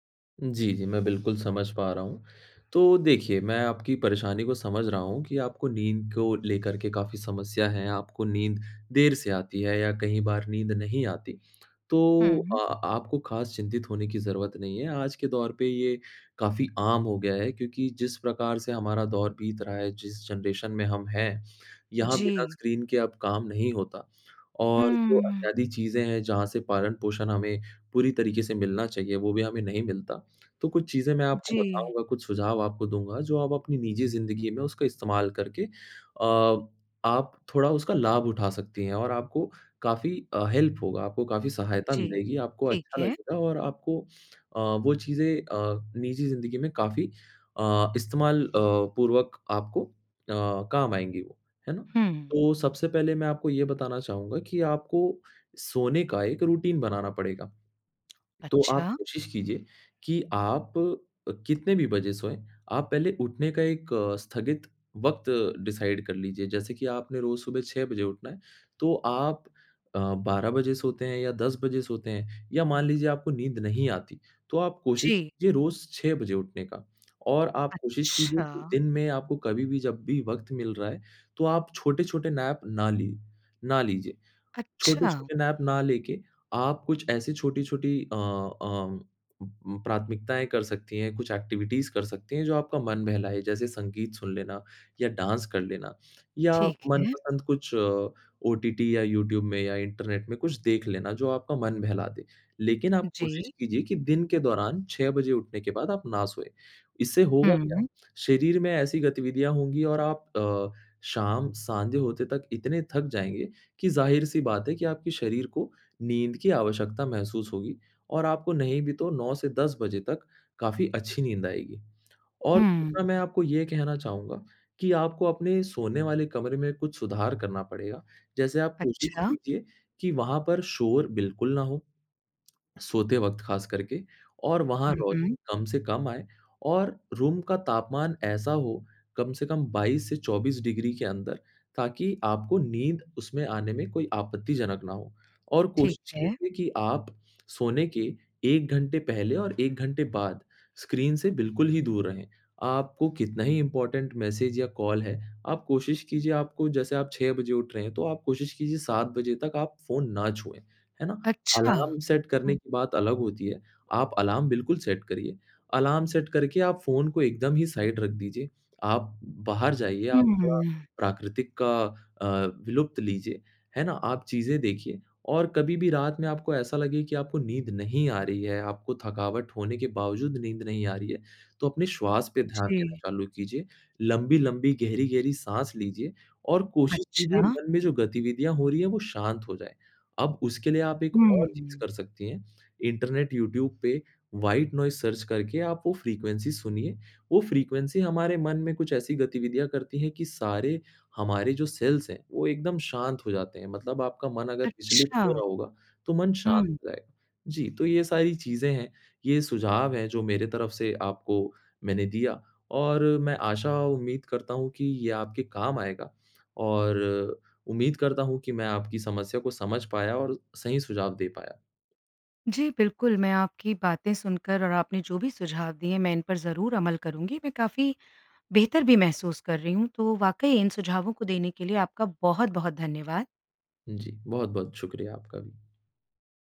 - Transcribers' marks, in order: in English: "जनरेशन"; in English: "स्क्रीन"; in English: "हेल्प"; in English: "रूटीन"; lip smack; in English: "डिसाइड"; lip smack; in English: "नैप"; in English: "नैप"; in English: "एक्टिविटीज़"; in English: "डांस"; "संध्या" said as "सांध्य"; lip smack; in English: "रूम"; in English: "स्क्रीन"; in English: "इम्पोर्टेंट मैसेज"; in English: "कॉल"; in English: "अलार्म सेट"; in English: "अलार्म"; in English: "सेट"; in English: "अलार्म सेट"; in English: "साइड"; in English: "व्हाइट नोइज़ सर्च"; in English: "फ़्रीक्वेंसी"; in English: "फ़्रीक्वेंसी"; in English: "सेल्स"
- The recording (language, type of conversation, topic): Hindi, advice, क्या चिंता के कारण आपको रात में नींद नहीं आती और आप सुबह थका हुआ महसूस करके उठते हैं?